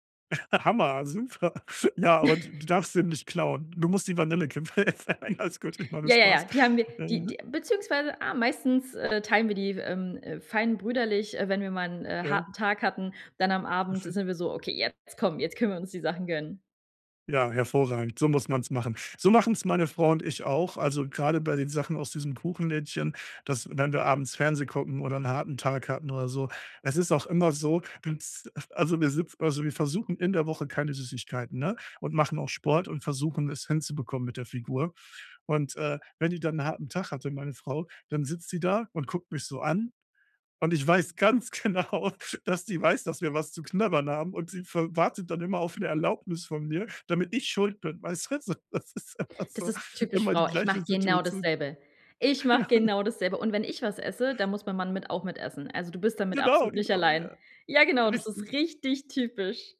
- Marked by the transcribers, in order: laugh; laughing while speaking: "Hammer, super"; chuckle; laughing while speaking: "Vanillekipferl essen. Alles gut"; laugh; anticipating: "Okay, jetzt komm"; laughing while speaking: "genau"; joyful: "dass die weiß, dass wir … bin, weißt du?"; laugh; laughing while speaking: "Das ist immer so"; stressed: "genau"; laughing while speaking: "Ja"; joyful: "Genau, genau, ja, richtig"; joyful: "allein. Ja, genau, das ist richtig typisch"
- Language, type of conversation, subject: German, podcast, Welche Gerichte kochst du, um jemanden zu trösten?